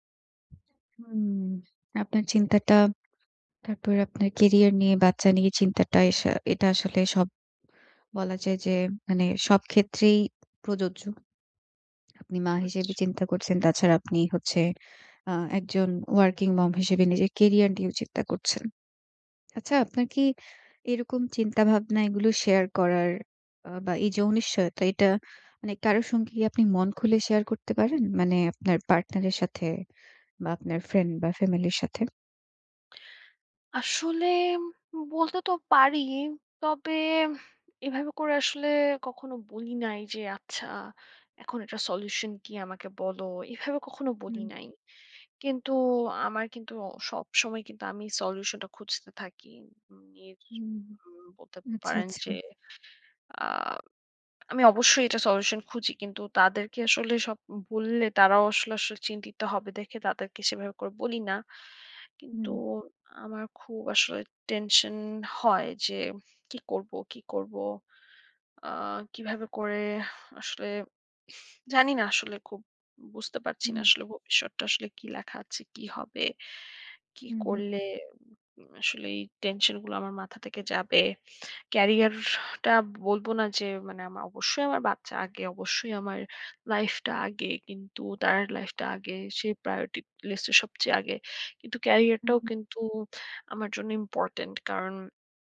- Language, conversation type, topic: Bengali, advice, বড় জীবনের পরিবর্তনের সঙ্গে মানিয়ে নিতে আপনার উদ্বেগ ও অনিশ্চয়তা কেমন ছিল?
- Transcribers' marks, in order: tapping; in English: "working mom"